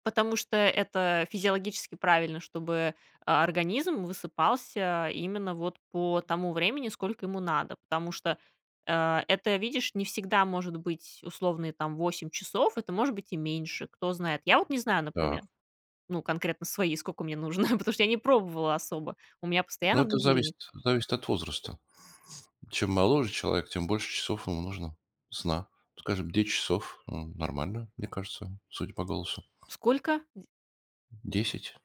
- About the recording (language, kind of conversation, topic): Russian, podcast, Как выглядит твоя идеальная утренняя рутина?
- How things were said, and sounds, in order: laughing while speaking: "нужно"; tapping